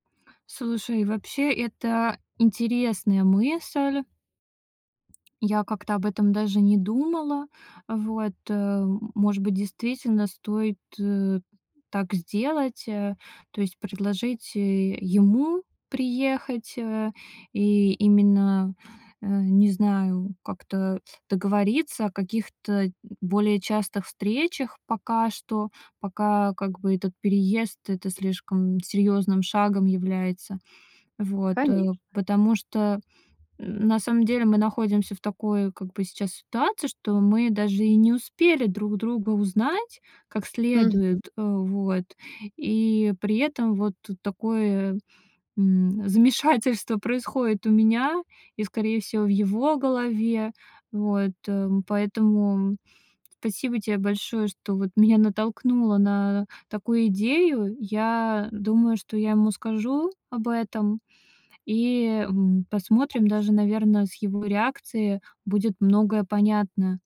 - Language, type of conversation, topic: Russian, advice, Как мне решить, стоит ли расстаться или взять перерыв в отношениях?
- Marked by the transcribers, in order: tapping